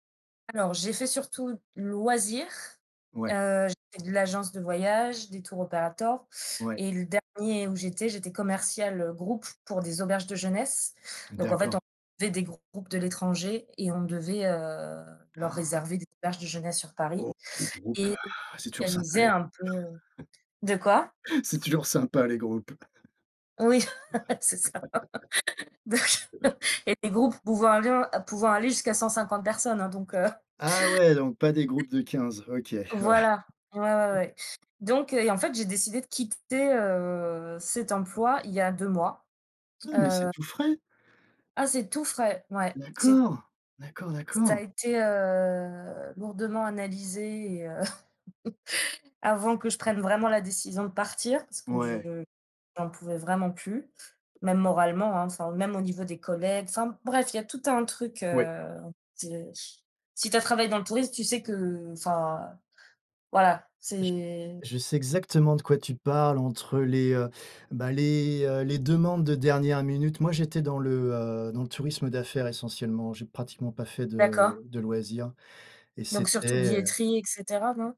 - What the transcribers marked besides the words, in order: gasp; exhale; tapping; laugh; laughing while speaking: "c'est ça. Donc"; chuckle; laugh; other noise; chuckle; chuckle; drawn out: "heu"; drawn out: "heu"; chuckle
- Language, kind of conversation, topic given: French, unstructured, Quel métier te rendrait vraiment heureux, et pourquoi ?